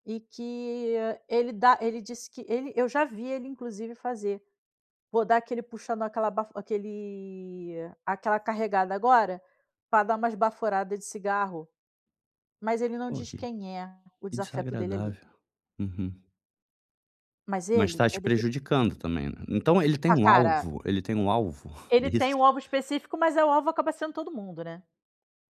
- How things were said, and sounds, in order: tapping
- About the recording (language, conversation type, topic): Portuguese, advice, Como posso dar um feedback honesto sem parecer agressivo?